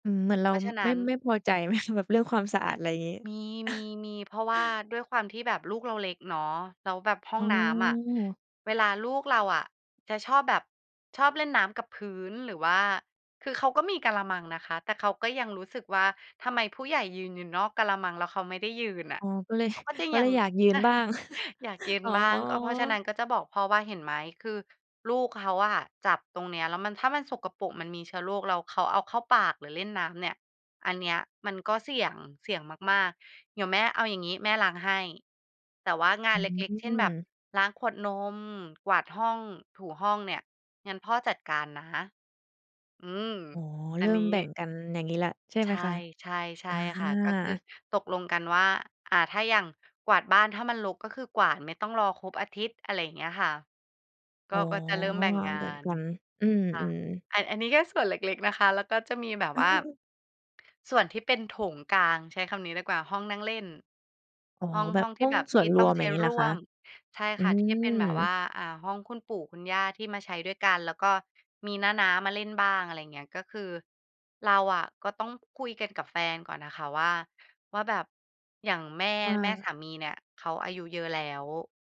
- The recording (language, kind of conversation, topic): Thai, podcast, จะแบ่งงานบ้านกับคนในครอบครัวยังไงให้ลงตัว?
- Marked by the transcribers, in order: laughing while speaking: "ไหม ?"; chuckle; laughing while speaking: "เลย"; chuckle; unintelligible speech